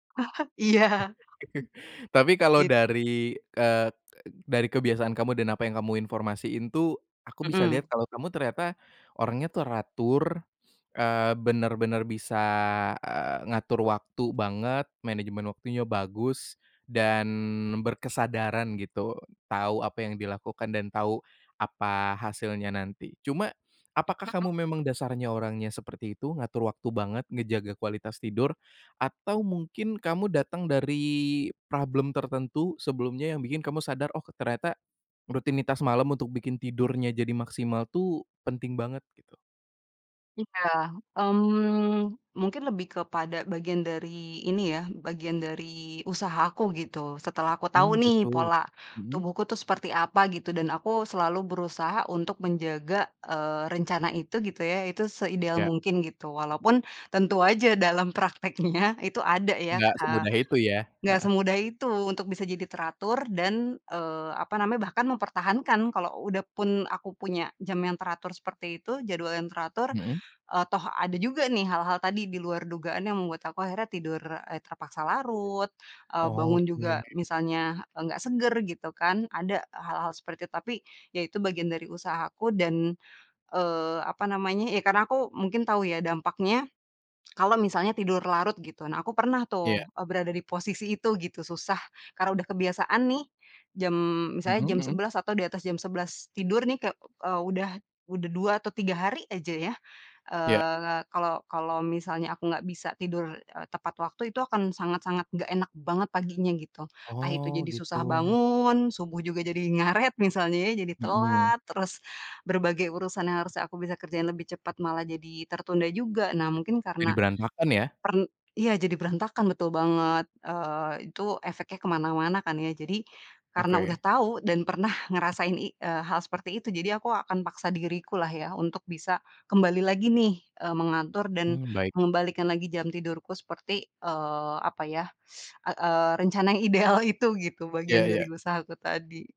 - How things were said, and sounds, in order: chuckle; laughing while speaking: "Iya"; chuckle; unintelligible speech; laughing while speaking: "prakteknya"; lip smack; teeth sucking; laughing while speaking: "ideal itu"
- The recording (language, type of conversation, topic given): Indonesian, podcast, Apa rutinitas malam yang membantu kamu bangun pagi dengan segar?